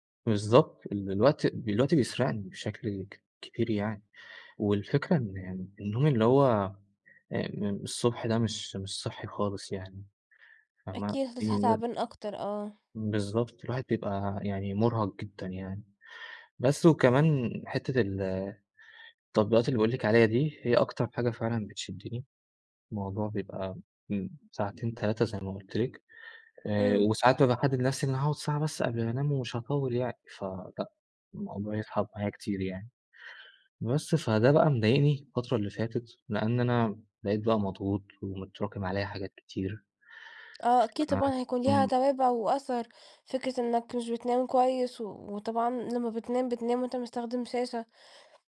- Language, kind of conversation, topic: Arabic, advice, ازاي أقلل وقت استخدام الشاشات قبل النوم؟
- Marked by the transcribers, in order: unintelligible speech